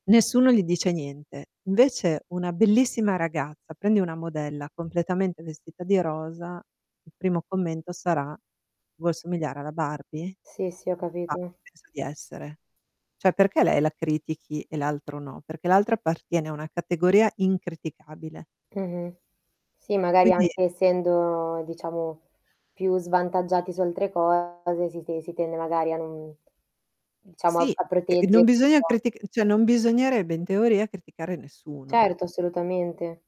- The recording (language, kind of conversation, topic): Italian, podcast, Hai mai usato la moda per ribellarti o per comunicare qualcosa?
- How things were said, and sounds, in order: static; distorted speech; "Cioè" said as "ceh"; unintelligible speech